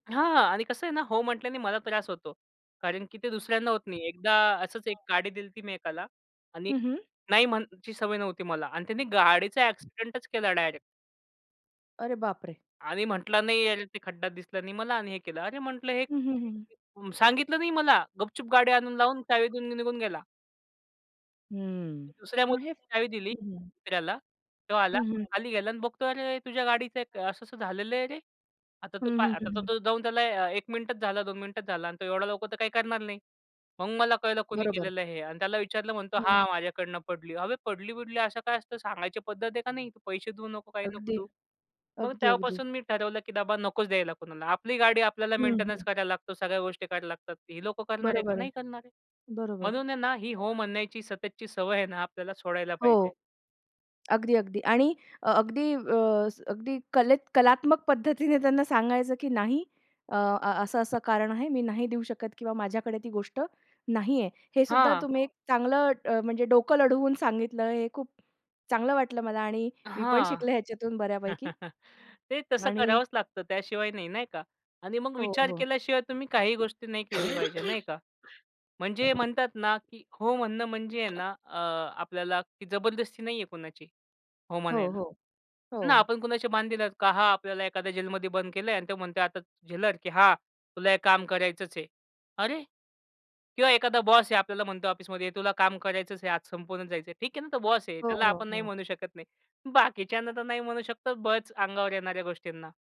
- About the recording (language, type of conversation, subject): Marathi, podcast, सतत ‘हो’ म्हणण्याची सवय कशी सोडाल?
- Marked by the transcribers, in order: tapping; "दिलेली" said as "दिलती"; other background noise; other noise; unintelligible speech; laughing while speaking: "सवय आहे ना"; chuckle; cough; laughing while speaking: "बाकीच्यांना तर"; unintelligible speech